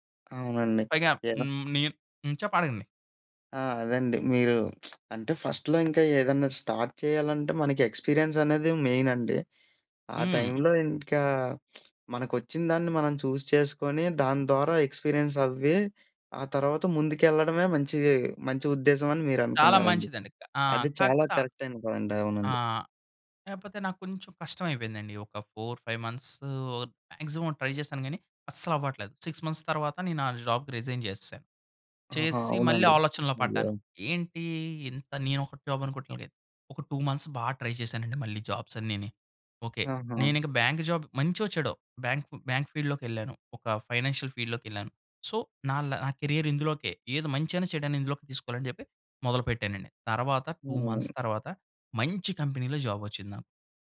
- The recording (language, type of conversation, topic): Telugu, podcast, మీ పని మీ జీవితానికి ఎలాంటి అర్థం ఇస్తోంది?
- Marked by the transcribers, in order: lip smack; in English: "ఫస్ట్‌లో"; in English: "స్టార్ట్"; in English: "ఎక్స్‌పీరియన్స్"; in English: "మెయిన్"; lip smack; in English: "చూజ్"; in English: "ఎక్స్‌పీరియన్స్"; in English: "పాయింట్"; in English: "ఫోర్ ఫైవ్ మంత్స్ మాక్సిమం ట్రై"; in English: "సిక్స్ మంత్స్"; in English: "జాబ్‌కి రిజైన్"; in English: "జాబ్"; in English: "టూ మంత్స్"; in English: "ట్రై"; in English: "జాబ్స్"; in English: "బ్యాంక్ జాబ్"; in English: "బ్యాంక్, బ్యాంక్"; in English: "ఫైనాన్షియల్"; in English: "సో"; in English: "కేరియర్"; in English: "టూ మంత్స్"; in English: "కంపెనీ‌లో జాబ్"